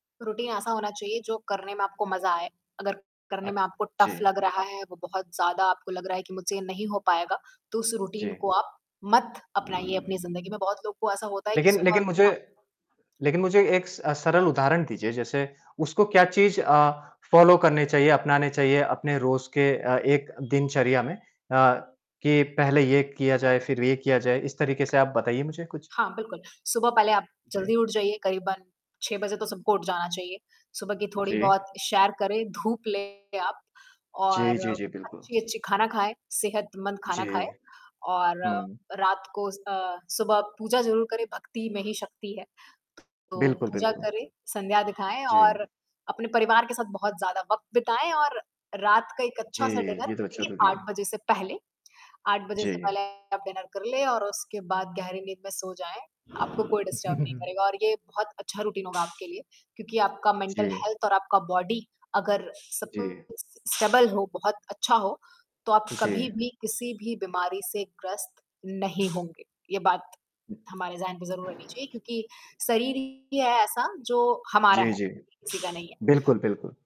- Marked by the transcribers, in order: static; in English: "रूटीन"; in English: "टफ़"; in English: "रूटीन"; in English: "फ़ॉलो"; horn; tapping; mechanical hum; distorted speech; in English: "डिनर"; other background noise; lip smack; in English: "डिनर"; in English: "डिस्टर्ब"; chuckle; in English: "रूटीन"; in English: "मेंटल हेल्थ"; in English: "बॉडी"; in English: "स स्टेबल"
- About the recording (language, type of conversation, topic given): Hindi, podcast, आपकी रोज़ की रचनात्मक दिनचर्या कैसी होती है?